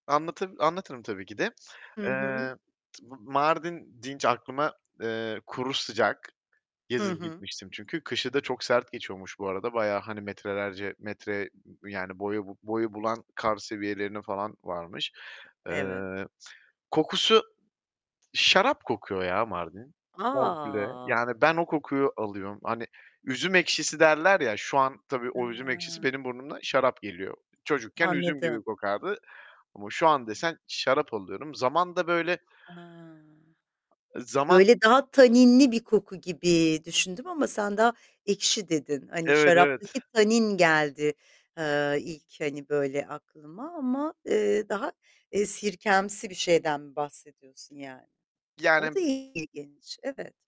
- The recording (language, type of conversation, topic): Turkish, podcast, Bir seyahatte yaşadığın tesadüfi bir olay seni değiştirdi mi, nasıl?
- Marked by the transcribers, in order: distorted speech; other background noise